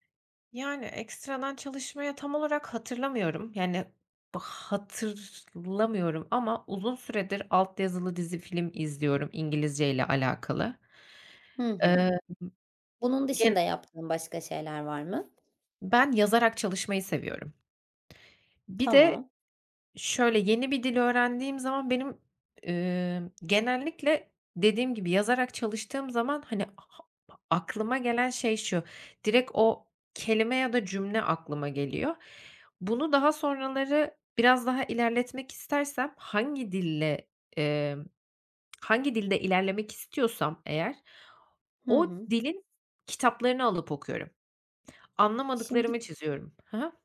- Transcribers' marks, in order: tapping; other noise; other background noise
- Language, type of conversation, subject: Turkish, podcast, Kendi kendine öğrenmeyi nasıl öğrendin, ipuçların neler?